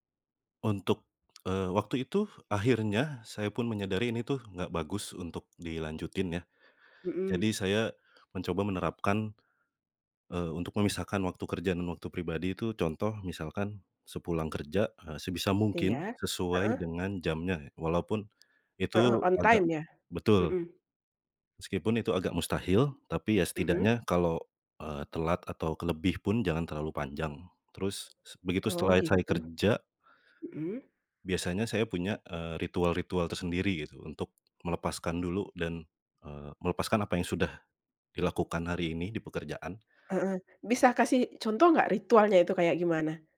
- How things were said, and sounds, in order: tapping; other background noise
- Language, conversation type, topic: Indonesian, podcast, Bagaimana cara menyeimbangkan pekerjaan dan kehidupan pribadi menurutmu?